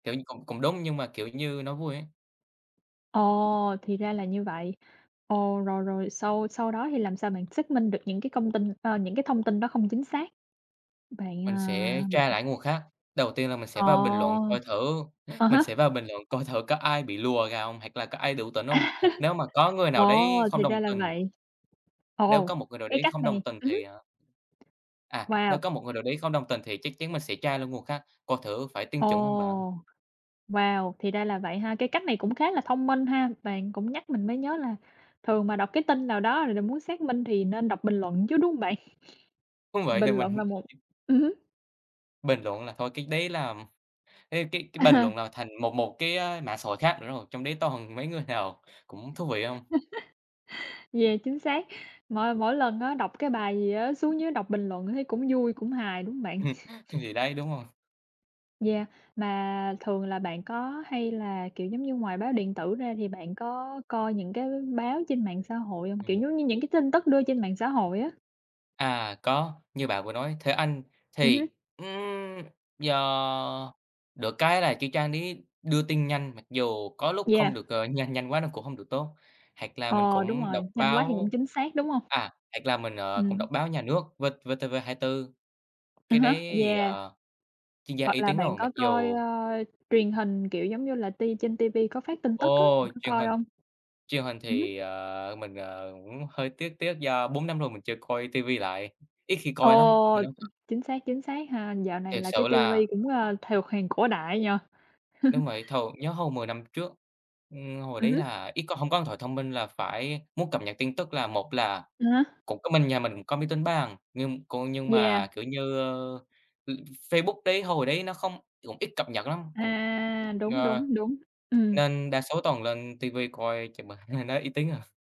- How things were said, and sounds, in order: tapping; other background noise; laugh; chuckle; laughing while speaking: "mình"; laughing while speaking: "À"; laugh; laughing while speaking: "Ừm"; laugh; laugh; unintelligible speech; unintelligible speech; laugh
- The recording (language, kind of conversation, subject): Vietnamese, unstructured, Bạn có tin tưởng các nguồn tin tức không, và vì sao?